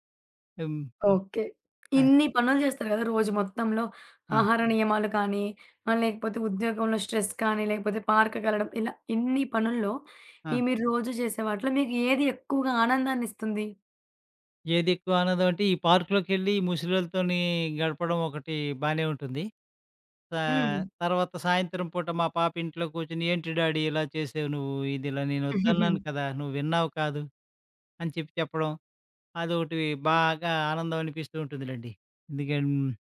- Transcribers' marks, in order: tapping; in English: "స్ట్రెస్"; in English: "పార్క్"; in English: "పార్క్‌లోకెళ్ళి"; in English: "డాడీ"; giggle
- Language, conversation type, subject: Telugu, podcast, రోజువారీ పనిలో ఆనందం పొందేందుకు మీరు ఏ చిన్న అలవాట్లు ఎంచుకుంటారు?